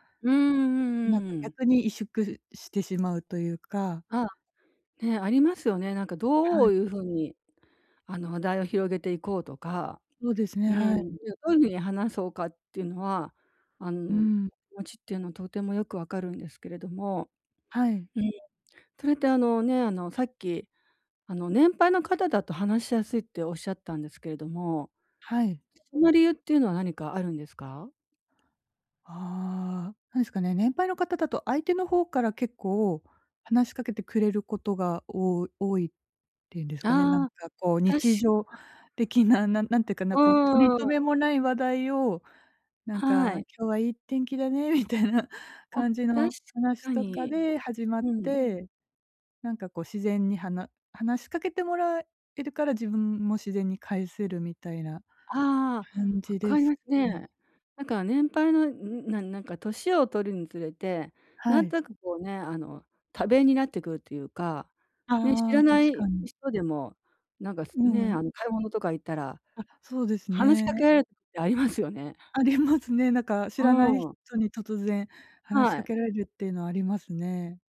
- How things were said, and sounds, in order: other noise; laughing while speaking: "みたいな"; unintelligible speech; laughing while speaking: "ありますね"
- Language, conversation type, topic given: Japanese, advice, 会話を自然に続けるにはどうすればいいですか？